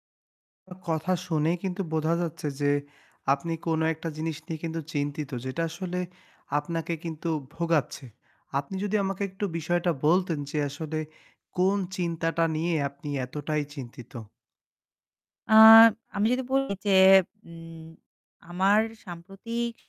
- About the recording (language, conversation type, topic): Bengali, advice, ছোটখাটো ঘটনার কারণে কি আপনার সহজে রাগ উঠে যায় এবং পরে অনুশোচনা হয়?
- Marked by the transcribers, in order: static; unintelligible speech; distorted speech; other noise